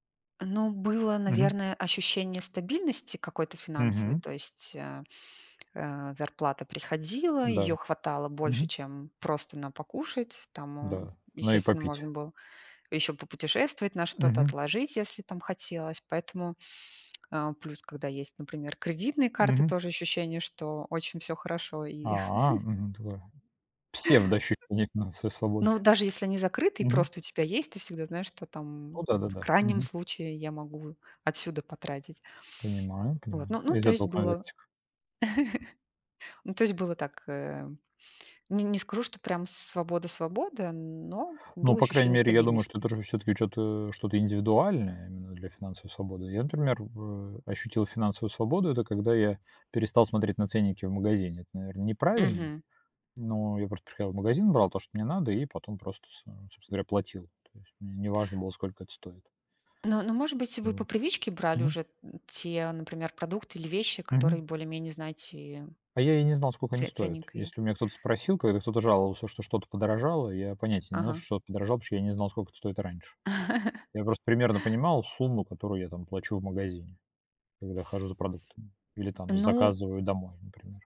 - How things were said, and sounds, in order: tsk; tsk; chuckle; unintelligible speech; chuckle; other noise; chuckle; tapping; chuckle
- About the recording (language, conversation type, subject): Russian, unstructured, Что для вас значит финансовая свобода?